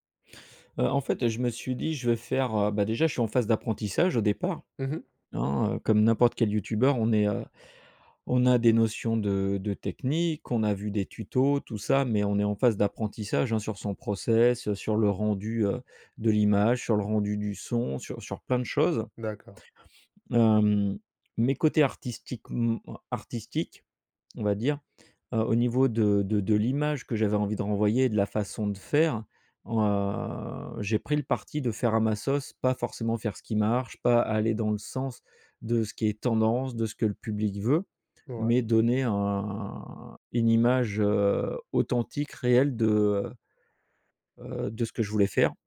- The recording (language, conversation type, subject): French, podcast, Comment gères-tu les critiques quand tu montres ton travail ?
- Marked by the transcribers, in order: other background noise; drawn out: "Heu"